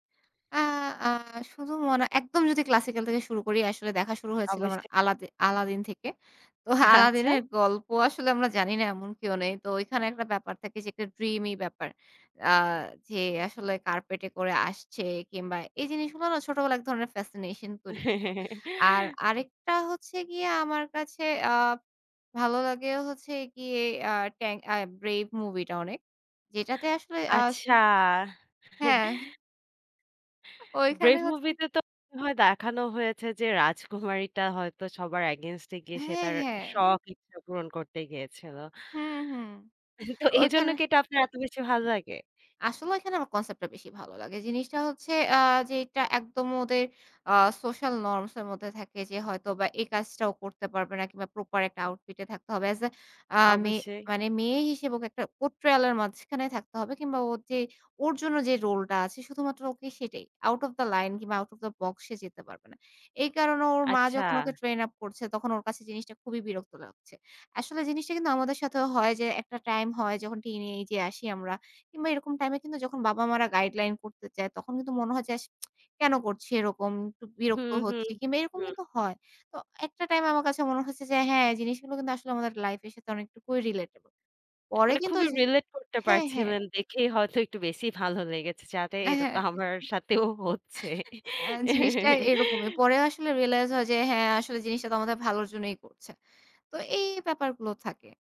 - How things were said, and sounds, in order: laughing while speaking: "আচ্ছা"; scoff; in English: "ড্রিমী"; chuckle; in English: "ফ্যাসিনেশন"; chuckle; in English: "এগেইনস্ট"; laughing while speaking: "তো এজন্য কি এটা আপনার এত বেশি ভাল লাগে?"; in English: "কনসেপ্ট"; in English: "সোশ্যাল নর্মস"; in English: "as a"; in English: "পোর্ট্রয়াল"; in English: "আউট অফ দ্যা লাইন"; in English: "আউট অফ দ্যা বক্স"; in English: "ট্রেইন আপ"; tsk; in English: "রিলেটেবল"; laughing while speaking: "দেখেই হয়তো একটু বেশি ভালো … আমার সাথেও হচ্ছে"; chuckle; in English: "রিয়েলাইজ"; laugh
- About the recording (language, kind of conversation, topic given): Bengali, podcast, তোমার প্রিয় সিনেমার গল্পটা একটু বলো তো?